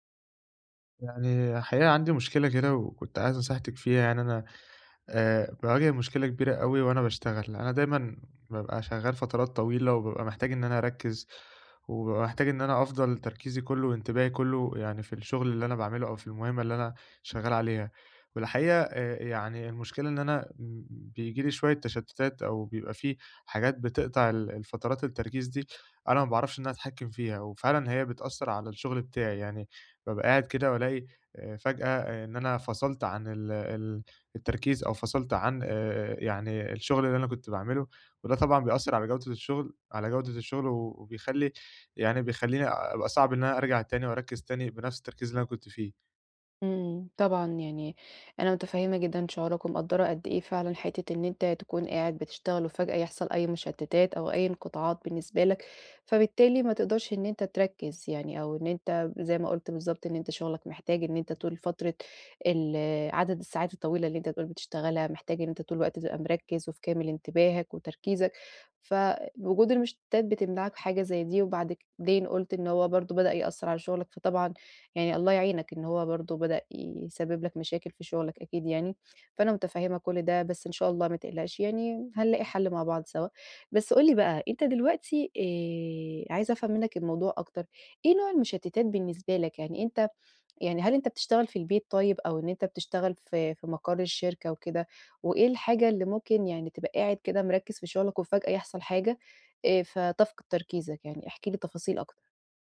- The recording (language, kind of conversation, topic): Arabic, advice, إزاي أتعامل مع الانقطاعات والتشتيت وأنا مركز في الشغل؟
- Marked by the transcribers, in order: none